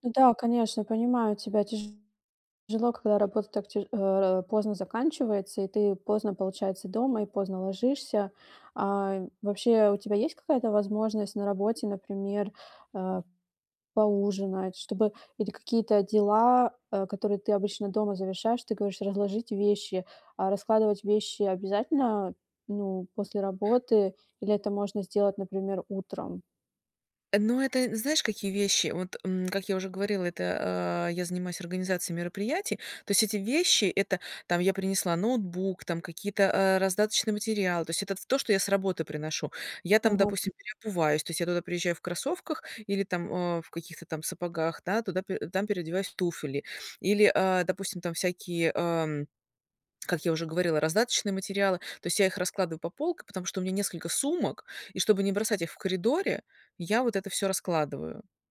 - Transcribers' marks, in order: other background noise
- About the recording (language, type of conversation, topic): Russian, advice, Как просыпаться с энергией каждый день, даже если по утрам я чувствую усталость?